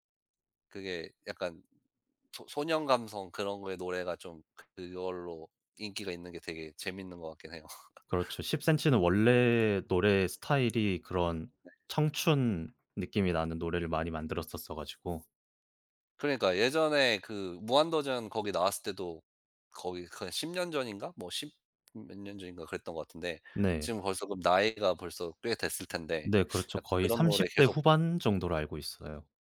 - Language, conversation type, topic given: Korean, unstructured, 음악 중에서 가장 자주 듣는 장르는 무엇인가요?
- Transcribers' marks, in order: other background noise; tapping; laugh